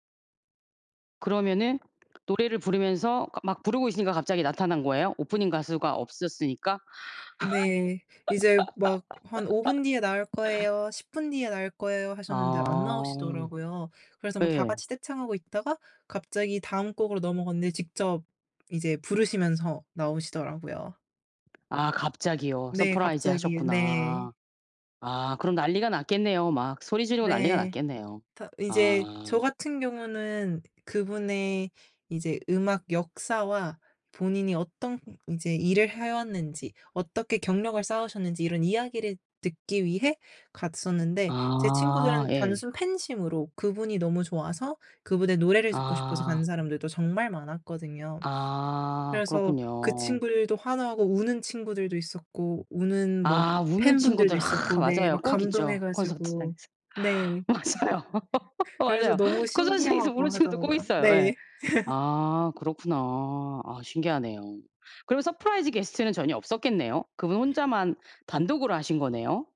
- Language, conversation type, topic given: Korean, podcast, 콘서트에서 가장 인상 깊었던 순간은 언제였나요?
- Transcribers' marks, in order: other background noise; laugh; tapping; in English: "서프라이즈"; laughing while speaking: "콘서트장에서. 맞아요. 맞아요. 콘서트장에서 우는 친구들"; laugh; in English: "서프라이즈 게스트는"